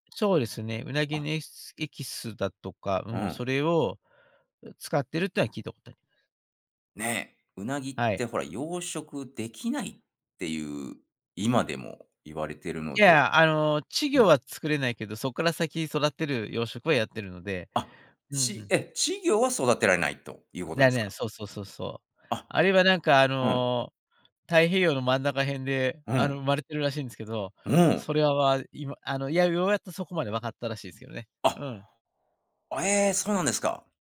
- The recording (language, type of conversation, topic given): Japanese, podcast, 地元の人しか知らない穴場スポットを教えていただけますか？
- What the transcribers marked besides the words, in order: none